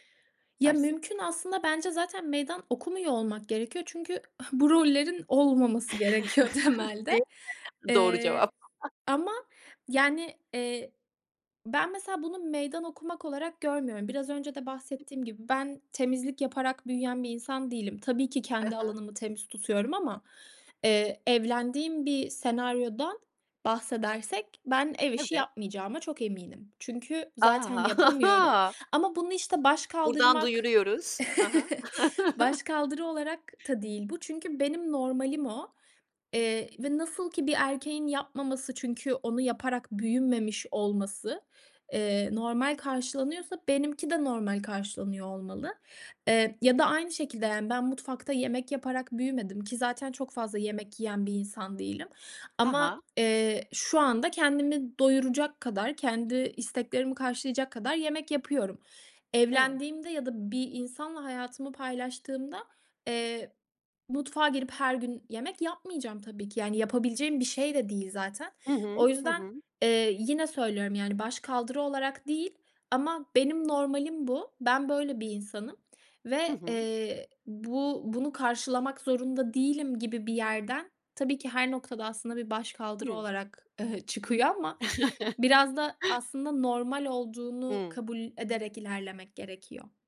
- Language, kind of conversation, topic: Turkish, podcast, Ev işleri paylaşımında adaleti nasıl sağlarsınız?
- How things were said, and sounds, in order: scoff; chuckle; laughing while speaking: "gerekiyor"; chuckle; tapping; chuckle; laughing while speaking: "A"; chuckle; chuckle; laughing while speaking: "çıkıyor"; chuckle